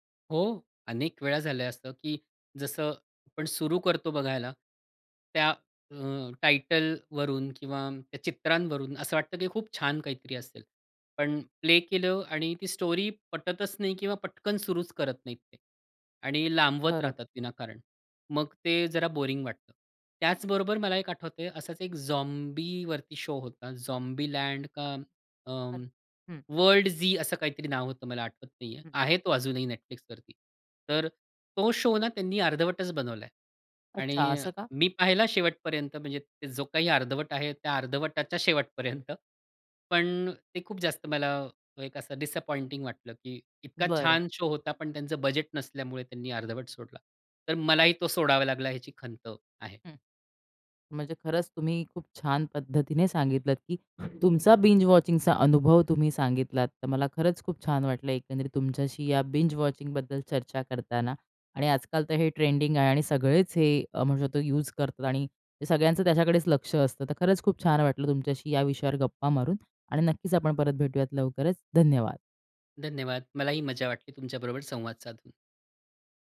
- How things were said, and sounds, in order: in English: "स्टोरी"; in English: "बोरिंग"; in English: "शो"; unintelligible speech; in English: "शो"; in English: "डिसअपॉइंटिंग"; in English: "शो"; other background noise; door; in English: "बिंज वॉचिंगचा"; in English: "बिंज वॉचिंगबद्दल"; tapping
- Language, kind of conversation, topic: Marathi, podcast, बिंज-वॉचिंग बद्दल तुमचा अनुभव कसा आहे?